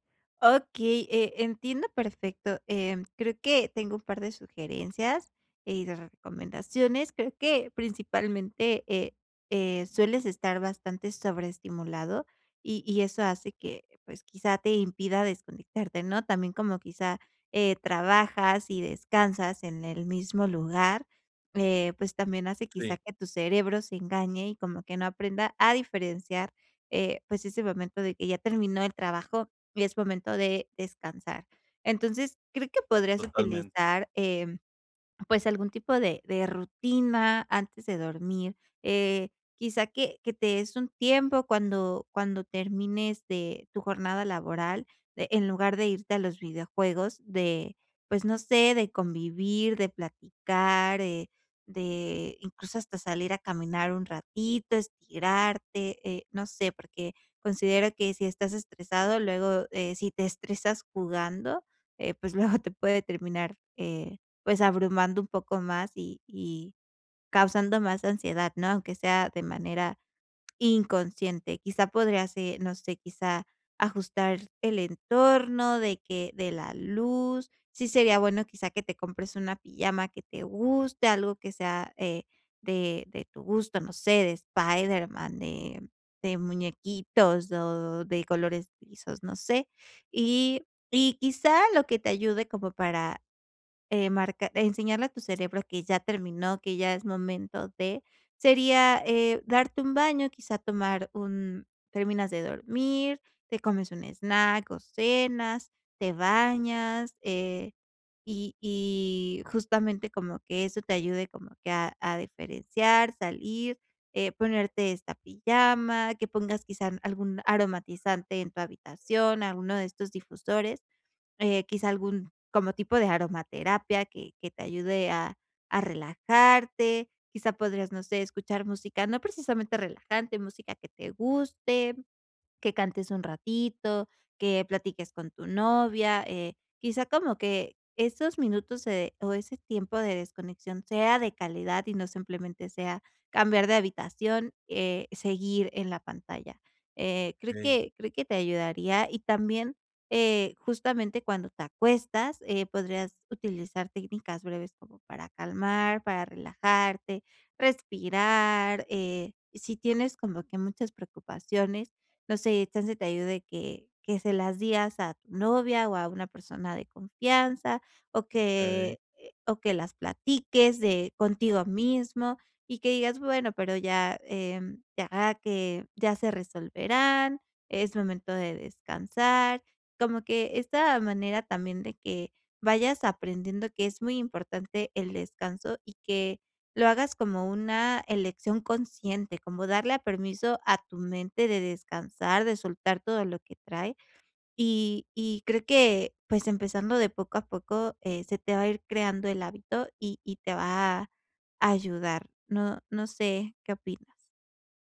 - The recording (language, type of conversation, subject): Spanish, advice, ¿Cómo puedo reducir la ansiedad antes de dormir?
- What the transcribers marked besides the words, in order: tapping; laughing while speaking: "luego"